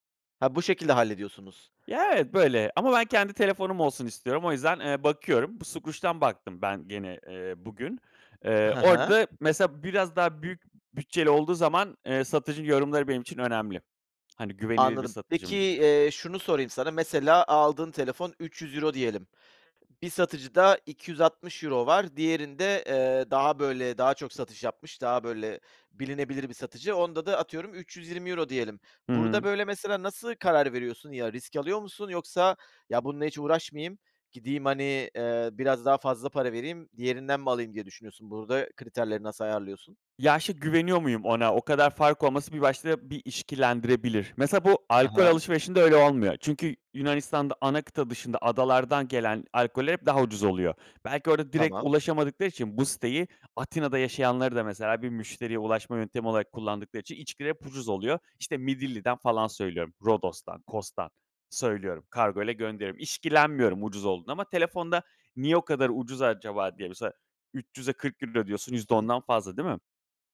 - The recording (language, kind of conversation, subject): Turkish, podcast, Online alışveriş yaparken nelere dikkat ediyorsun?
- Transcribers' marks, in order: other background noise